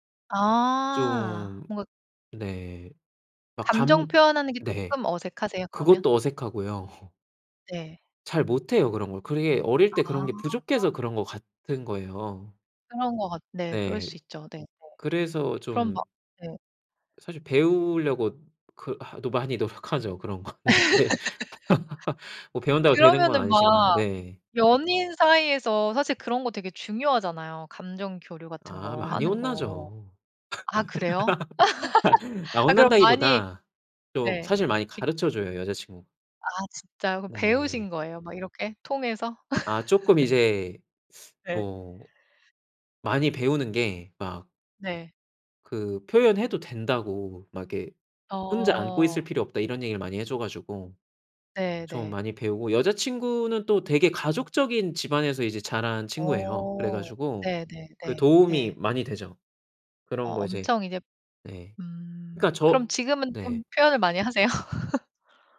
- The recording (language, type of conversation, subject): Korean, podcast, 가족 관계에서 깨달은 중요한 사실이 있나요?
- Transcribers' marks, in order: laugh; "그게" said as "그르게"; tapping; laughing while speaking: "많이 노력하죠"; laugh; laughing while speaking: "거는. 그게"; laugh; laugh; laugh; teeth sucking; laugh